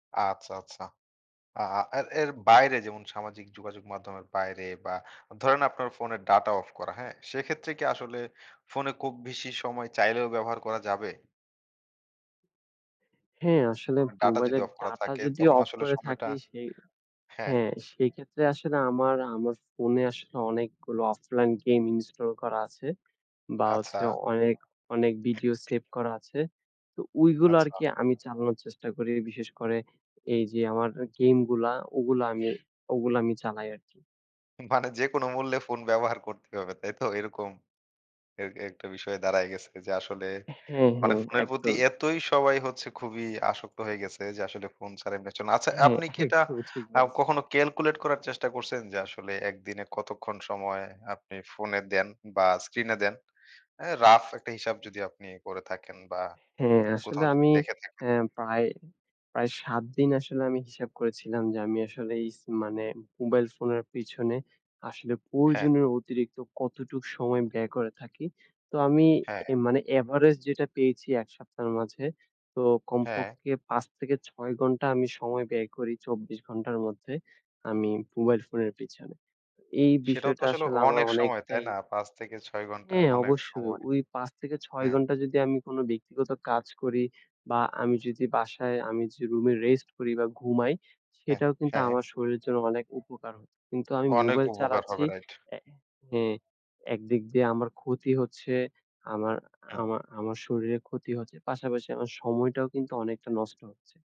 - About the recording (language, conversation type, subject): Bengali, podcast, তুমি ফোনে স্ক্রিন টাইম কীভাবে সীমাবদ্ধ রাখো?
- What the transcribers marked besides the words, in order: other background noise; tapping; unintelligible speech; laughing while speaking: "একদমই"